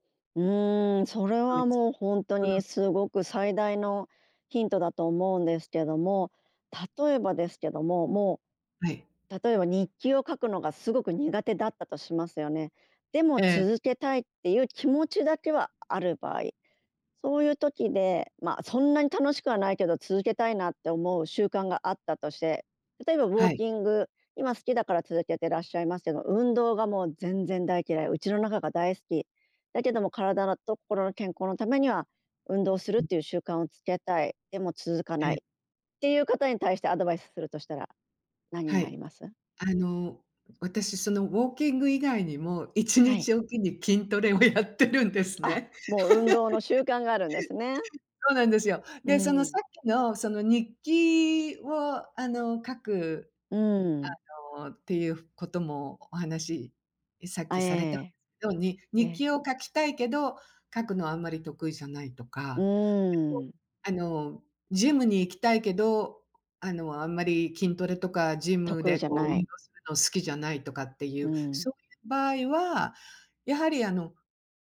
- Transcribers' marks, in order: laughing while speaking: "筋トレをやってるんですね"; chuckle
- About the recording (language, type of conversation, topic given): Japanese, podcast, 続けやすい習慣はどうすれば作れますか？